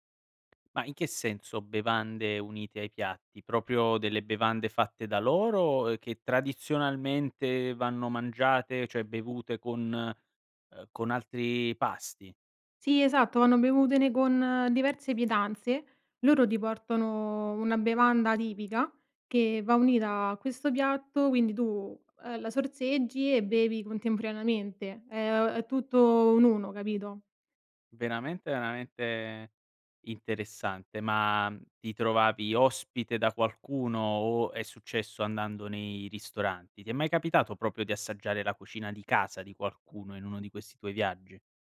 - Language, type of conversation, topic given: Italian, podcast, Raccontami di una volta in cui il cibo ha unito persone diverse?
- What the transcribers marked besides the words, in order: tapping; "proprio" said as "propio"; "cioè" said as "ceh"; "proprio" said as "propio"